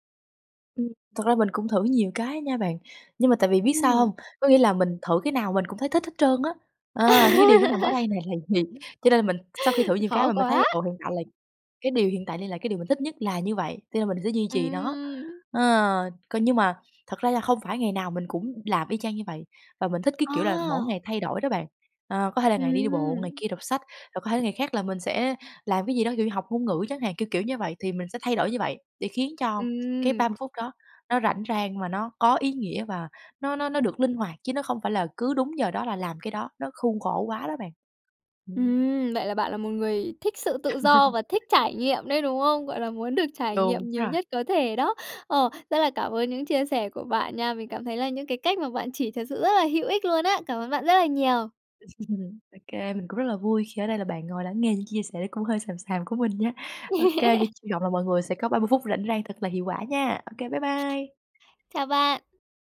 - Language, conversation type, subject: Vietnamese, podcast, Nếu chỉ có 30 phút rảnh, bạn sẽ làm gì?
- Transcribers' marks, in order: tapping; other background noise; laugh; laugh; laugh; laugh; laugh